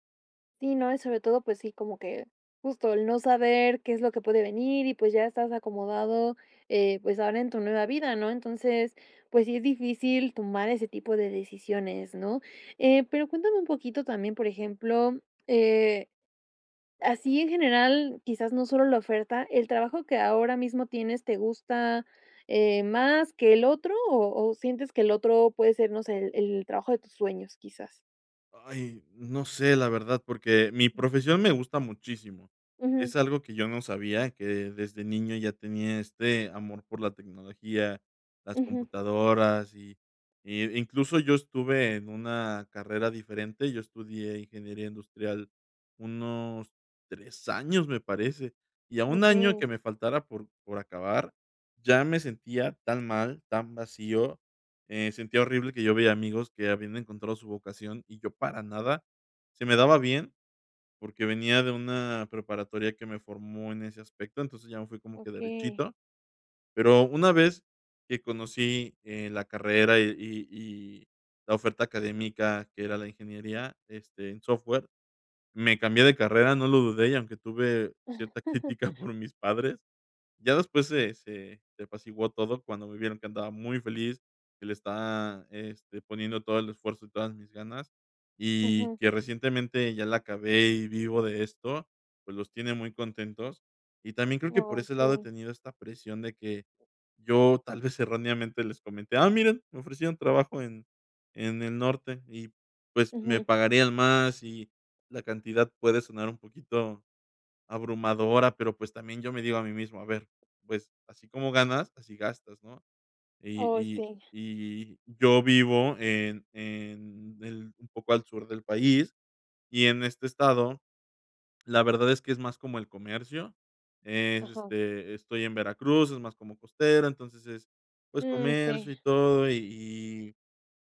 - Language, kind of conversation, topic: Spanish, advice, Miedo a sacrificar estabilidad por propósito
- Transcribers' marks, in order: other background noise; laughing while speaking: "crítica por mis padres"; chuckle